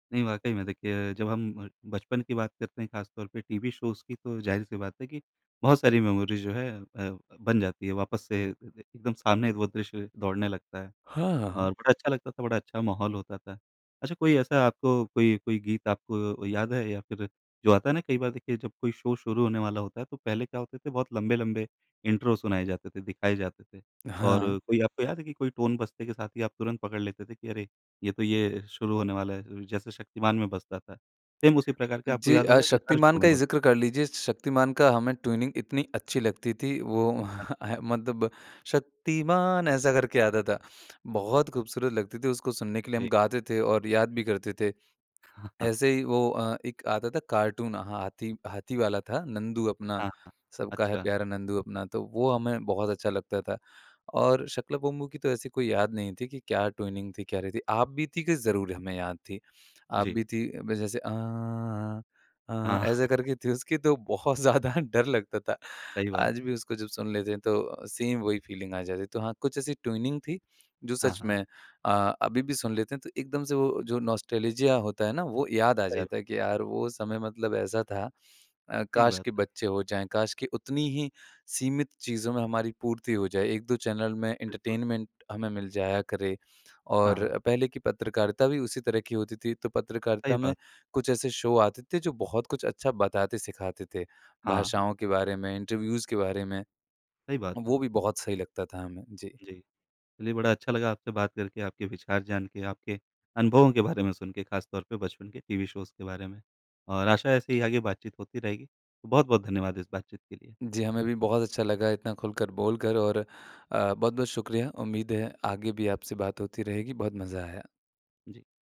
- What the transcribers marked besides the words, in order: in English: "शोज़"; in English: "मेमोरी"; in English: "शो"; in English: "इंट्रो"; in English: "टोन"; in English: "सेम"; in English: "शो"; in English: "ट्यूनिंग"; chuckle; singing: "शक्तिमान"; laughing while speaking: "हाँ, हाँ"; in English: "ट्यूनिंग"; singing: "आँ, आँ"; laughing while speaking: "हाँ"; laughing while speaking: "बहुत ज़्यादा डर लगता था"; in English: "सेम"; in English: "फीलिंग"; in English: "ट्यूनिंग"; in English: "नॉस्टेल्जिया"; in English: "एंटरटेनमेंट"; in English: "शो"; in English: "इंटरव्यूज़"; in English: "शोज़"
- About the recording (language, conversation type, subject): Hindi, podcast, बचपन के कौन से टीवी कार्यक्रम आपको सबसे ज़्यादा याद आते हैं?